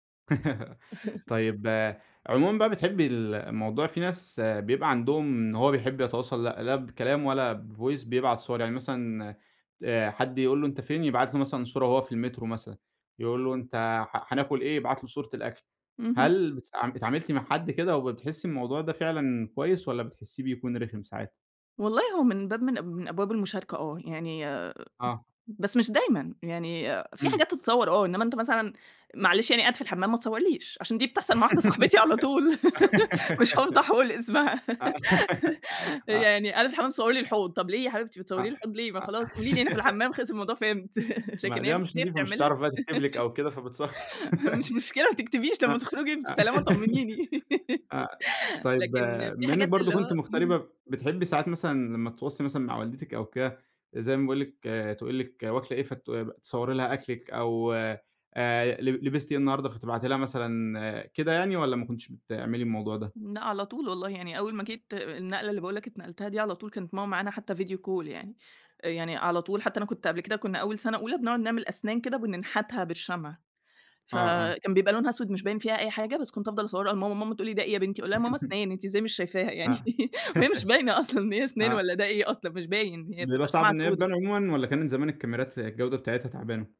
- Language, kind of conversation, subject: Arabic, podcast, إمتى بتقرر تبعت رسالة صوتية وإمتى تكتب رسالة؟
- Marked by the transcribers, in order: laugh; chuckle; in English: "بفويس"; giggle; laugh; laughing while speaking: "مش هافضح وأقول اسمها"; laugh; laugh; chuckle; laughing while speaking: "فبتصوّر"; laugh; laugh; in English: "فيديو كول"; chuckle; laughing while speaking: "يعني؟ وهي مش باينة أصلًا"; laugh